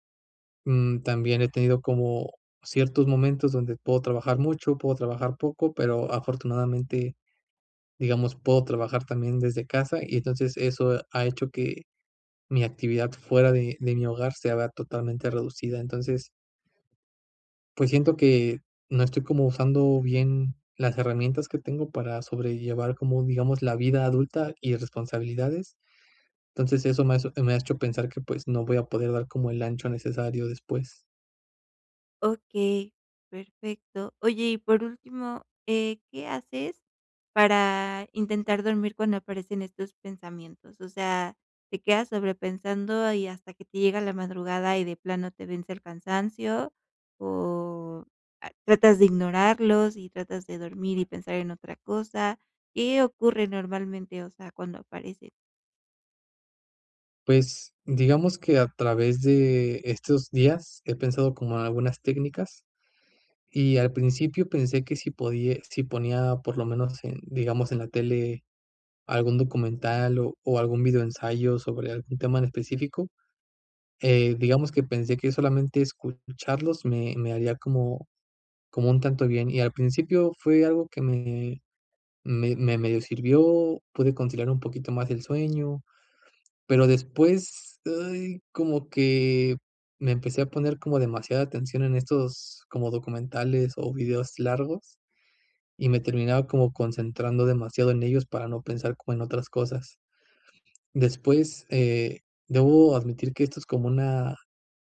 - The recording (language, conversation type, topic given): Spanish, advice, ¿Cómo puedo dejar de rumiar pensamientos negativos que me impiden dormir?
- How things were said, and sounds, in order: none